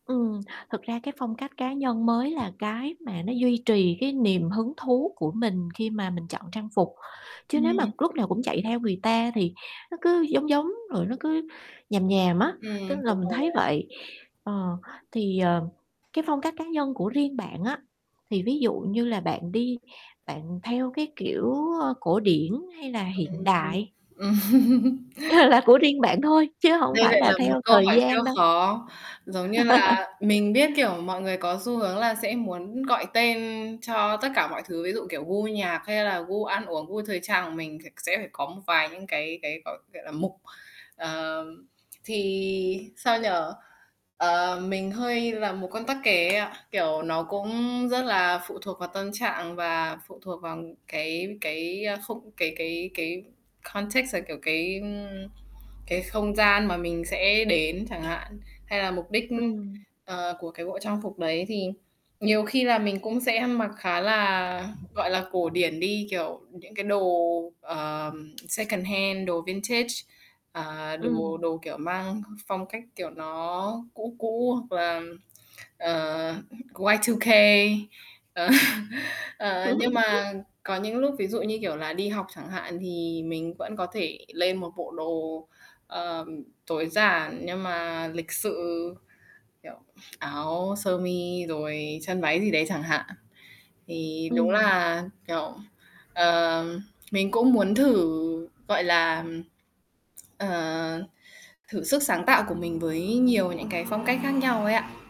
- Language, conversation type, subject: Vietnamese, podcast, Bạn thường tìm cảm hứng cho phong cách của mình từ đâu?
- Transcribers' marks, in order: tapping; static; distorted speech; other background noise; laughing while speaking: "ừm"; laughing while speaking: "Ờ, là"; chuckle; laugh; in English: "contexts"; in English: "secondhand"; in English: "vintage"; chuckle; in English: "Y-Two-K"; laughing while speaking: "Ờ"; other street noise